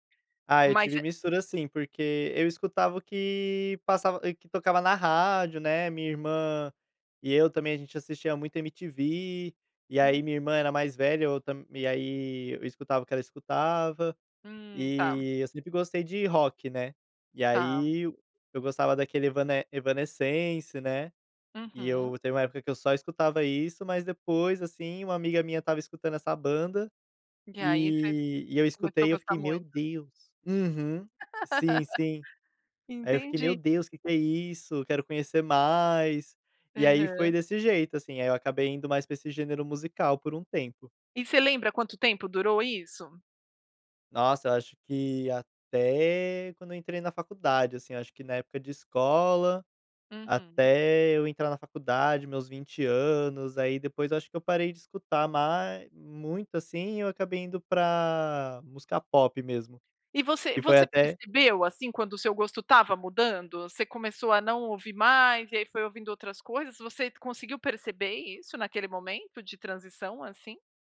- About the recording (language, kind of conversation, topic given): Portuguese, podcast, Como o seu gosto musical mudou nos últimos anos?
- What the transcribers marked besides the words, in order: laugh